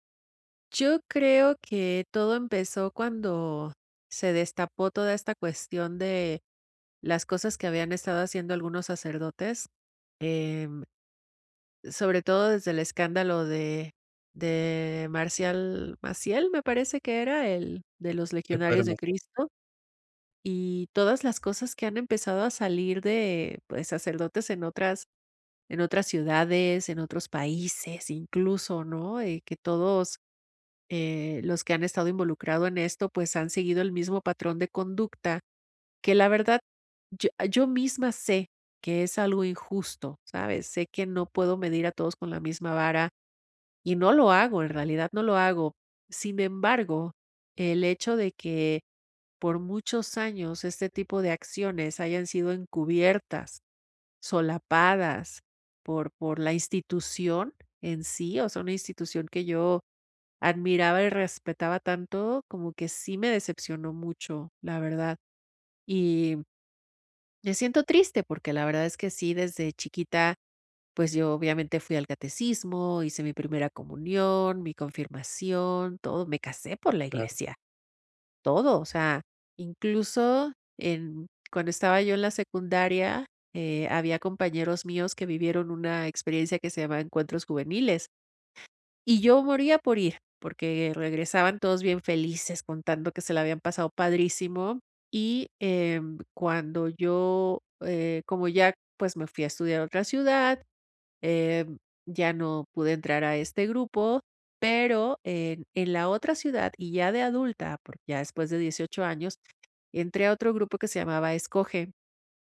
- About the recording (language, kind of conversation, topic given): Spanish, advice, ¿Cómo puedo afrontar una crisis espiritual o pérdida de fe que me deja dudas profundas?
- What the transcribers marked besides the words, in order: none